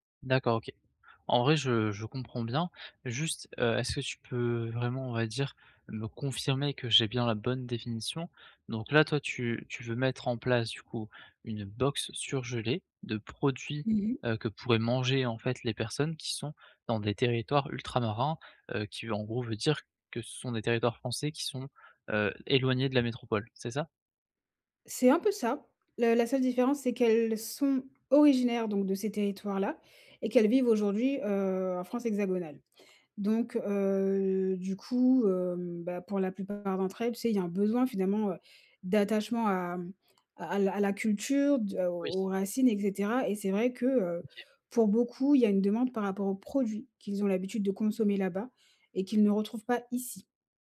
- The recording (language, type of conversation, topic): French, advice, Comment trouver un produit qui répond vraiment aux besoins de mes clients ?
- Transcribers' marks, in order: tapping; other background noise; stressed: "originaires"; drawn out: "heu"; stressed: "produits"; stressed: "ici"